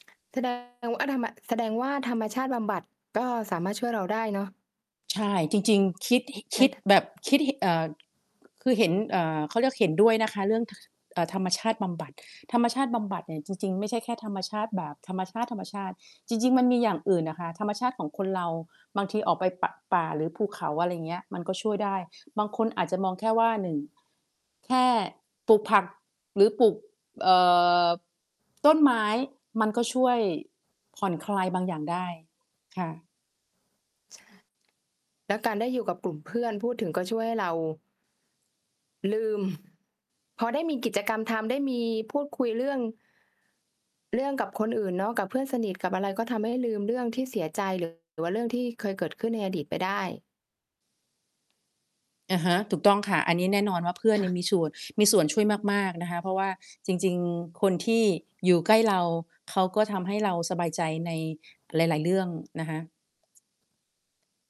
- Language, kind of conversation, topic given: Thai, unstructured, คุณมีวิธีทำใจอย่างไรเมื่อคนที่คุณรักจากไป?
- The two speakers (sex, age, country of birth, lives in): female, 35-39, Thailand, Thailand; female, 45-49, Thailand, Thailand
- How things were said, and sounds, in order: distorted speech; tapping; static; other noise